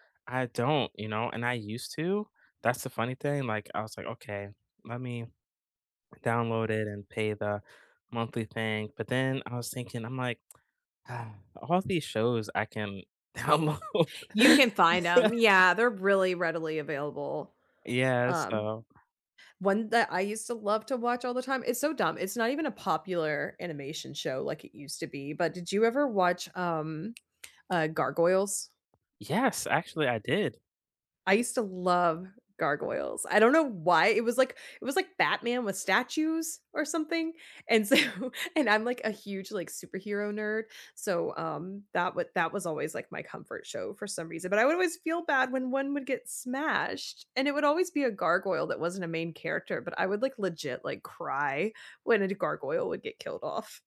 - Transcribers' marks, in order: sigh; laughing while speaking: "download"; laugh; tapping; stressed: "love"; laughing while speaking: "so"
- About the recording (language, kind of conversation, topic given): English, unstructured, Which TV shows or movies do you rewatch for comfort?
- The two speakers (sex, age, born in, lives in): female, 40-44, United States, United States; male, 40-44, United States, United States